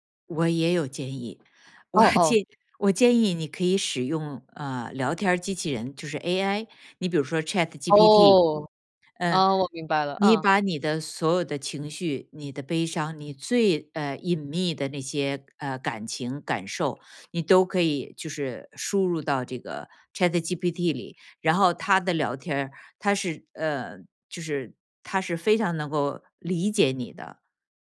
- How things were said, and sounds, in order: other background noise; laughing while speaking: "我建"
- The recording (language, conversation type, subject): Chinese, advice, 我因为害怕被评判而不敢表达悲伤或焦虑，该怎么办？